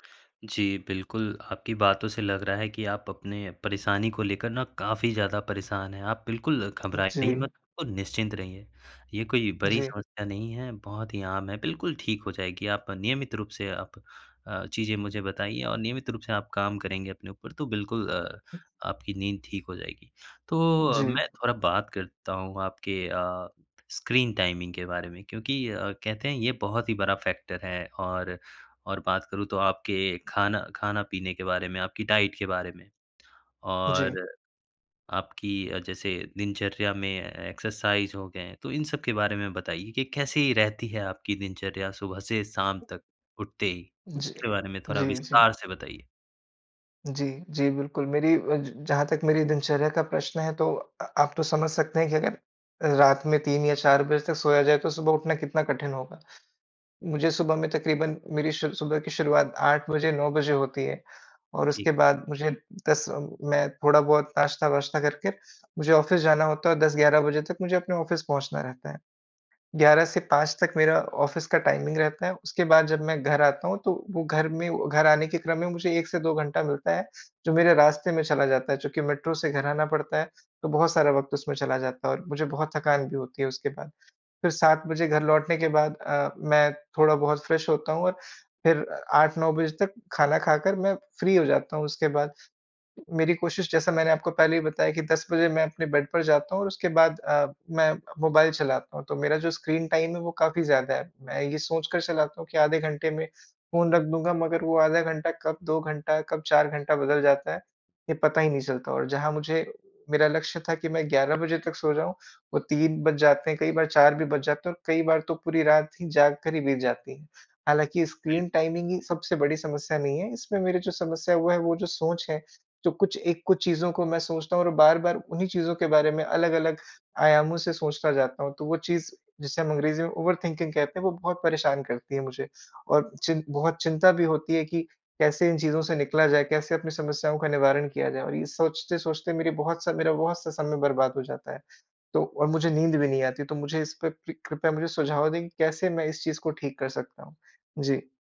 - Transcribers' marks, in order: in English: "स्क्रीन टाइमिंग"; in English: "फैक्टर"; in English: "डाइट"; in English: "एक्सरसाइज़"; in English: "ऑफिस"; in English: "ऑफिस"; in English: "ऑफिस"; in English: "टाइमिंग"; in English: "फ्रेश"; in English: "फ्री"; in English: "टाइम"; in English: "स्क्रीन टाइमिंग"; in English: "ओवरथिंकिंग"
- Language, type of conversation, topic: Hindi, advice, क्या ज़्यादा सोचने और चिंता की वजह से आपको नींद नहीं आती है?